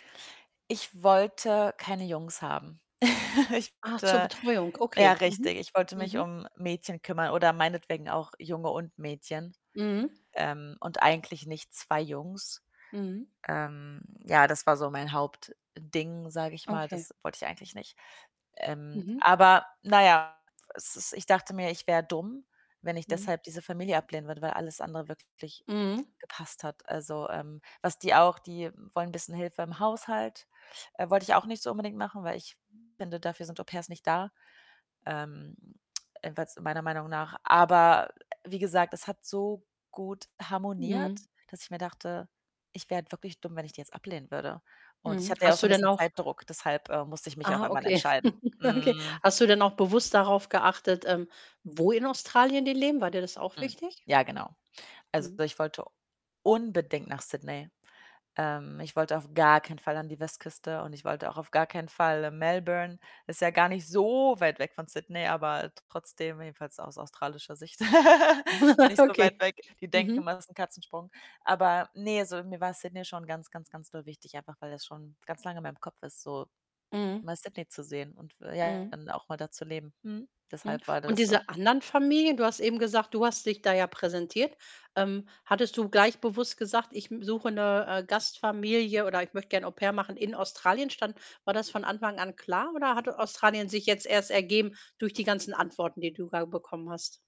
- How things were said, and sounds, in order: chuckle; distorted speech; other background noise; static; chuckle; laughing while speaking: "Okay"; background speech; stressed: "unbedingt"; stressed: "gar"; drawn out: "so"; stressed: "so"; giggle; chuckle
- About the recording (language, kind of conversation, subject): German, advice, Wie kann ich mich am besten an meine neue Rolle und die damit verbundenen Erwartungen anpassen?